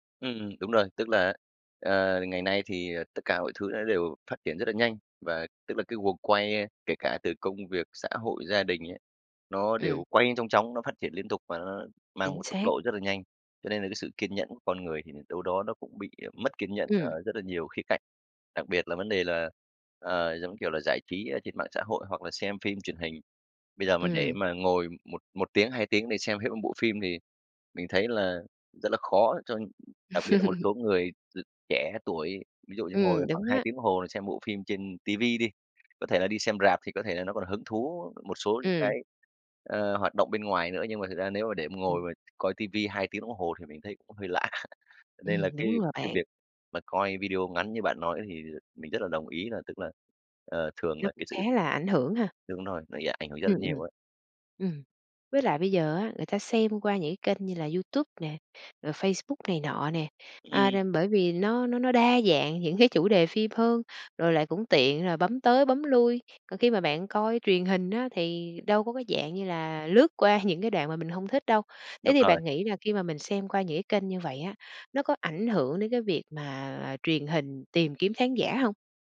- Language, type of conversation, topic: Vietnamese, podcast, Bạn nghĩ mạng xã hội ảnh hưởng thế nào tới truyền hình?
- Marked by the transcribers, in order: tapping; laugh; laughing while speaking: "lạ"; laughing while speaking: "cái"; laughing while speaking: "những"